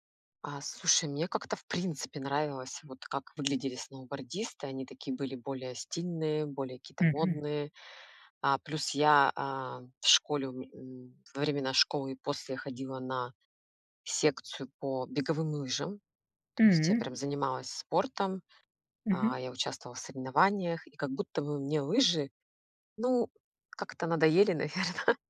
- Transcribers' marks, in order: laughing while speaking: "наверно"
- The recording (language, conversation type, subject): Russian, podcast, Какие хобби помогают тебе сближаться с друзьями или семьёй?